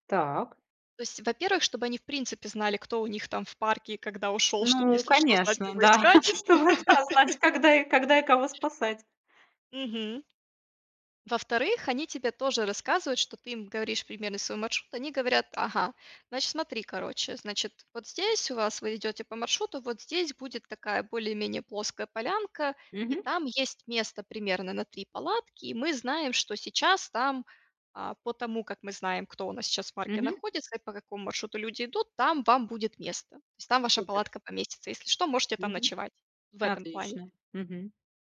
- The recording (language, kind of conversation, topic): Russian, podcast, Какой поход на природу был твоим любимым и почему?
- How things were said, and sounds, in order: chuckle; laughing while speaking: "да. Чтобы, да, знать"; laugh; tapping